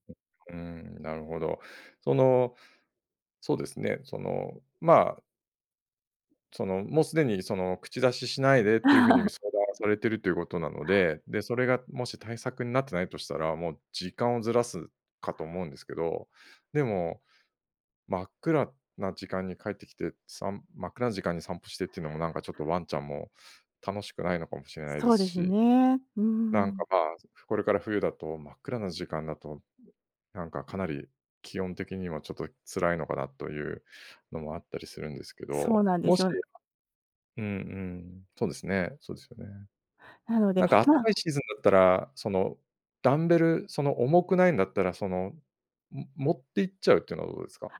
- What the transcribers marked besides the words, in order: other background noise; chuckle; other noise; tapping
- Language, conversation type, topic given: Japanese, advice, 家族の都合で運動を優先できないとき、どうすれば運動の時間を確保できますか？